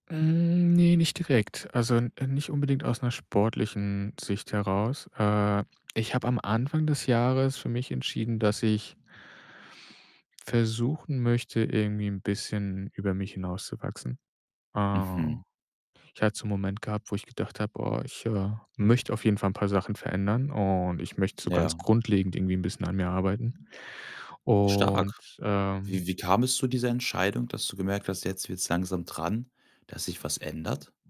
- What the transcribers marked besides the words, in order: other background noise
- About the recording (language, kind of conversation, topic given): German, podcast, Welche kleinen Routinen stärken deine innere Widerstandskraft?